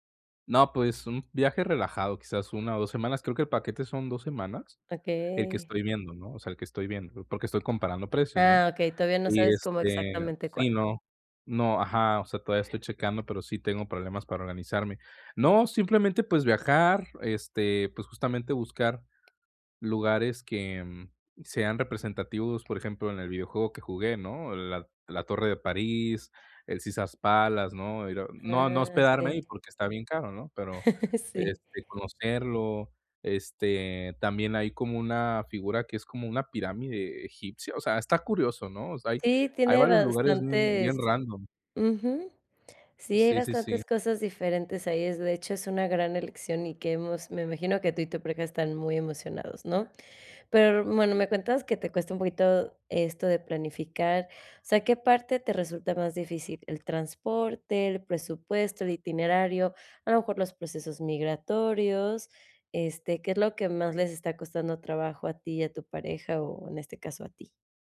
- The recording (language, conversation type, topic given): Spanish, advice, ¿Cómo puedo organizar mejor mis viajes sin sentirme abrumado?
- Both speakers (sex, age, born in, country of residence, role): female, 30-34, United States, United States, advisor; male, 20-24, Mexico, Mexico, user
- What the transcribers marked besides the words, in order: chuckle